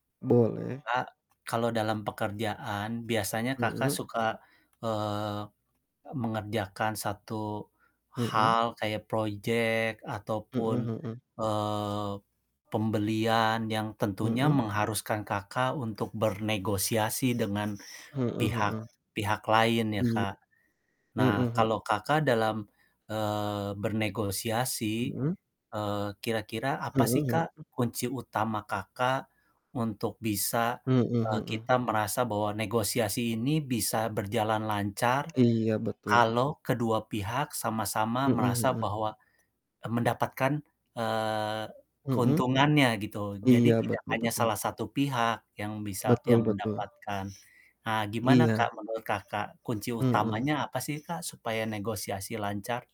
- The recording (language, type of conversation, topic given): Indonesian, unstructured, Bagaimana kamu memastikan semua pihak merasa diuntungkan setelah negosiasi?
- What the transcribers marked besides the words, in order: mechanical hum; other background noise; static; distorted speech